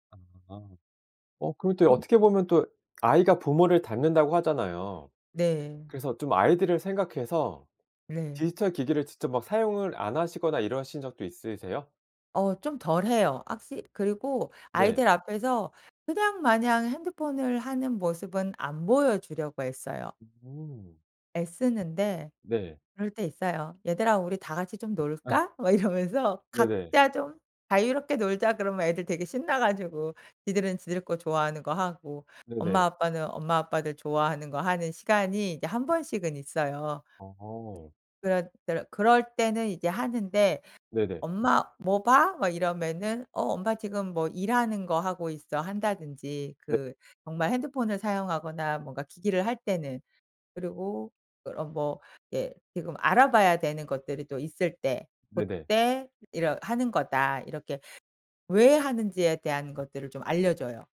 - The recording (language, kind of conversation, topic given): Korean, podcast, 아이들의 화면 시간을 어떻게 관리하시나요?
- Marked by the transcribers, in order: tapping; other background noise; laughing while speaking: "아"; laughing while speaking: "막 이러면서"; other noise